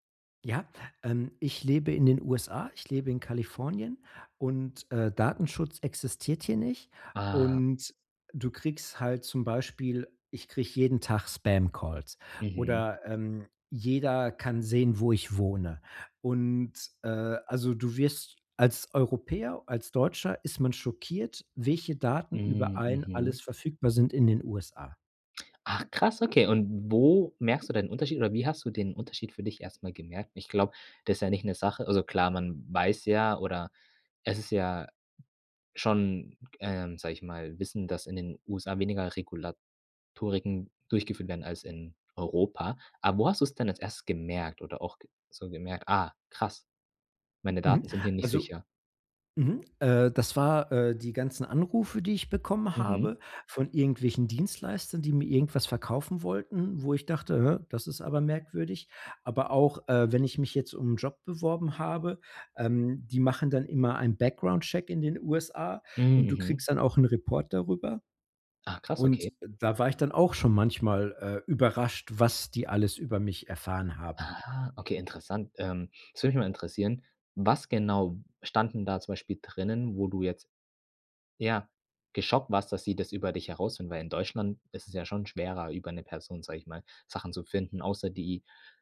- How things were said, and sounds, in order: in English: "Spamcalls"; in English: "Background-Check"
- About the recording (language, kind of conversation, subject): German, podcast, Wie gehst du mit deiner Privatsphäre bei Apps und Diensten um?